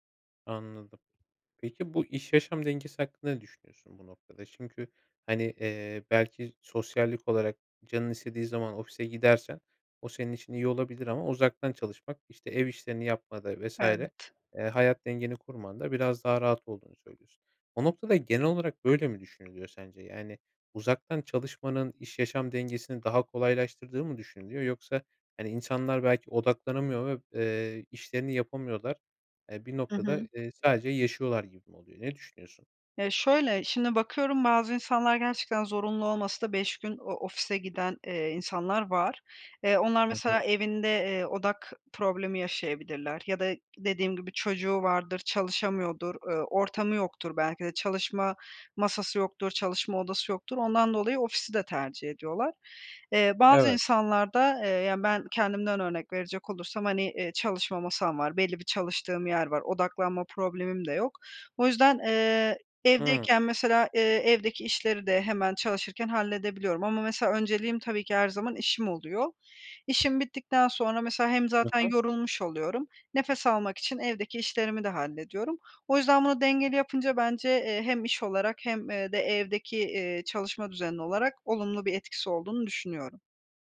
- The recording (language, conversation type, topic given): Turkish, podcast, Uzaktan çalışma kültürü işleri nasıl değiştiriyor?
- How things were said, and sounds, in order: none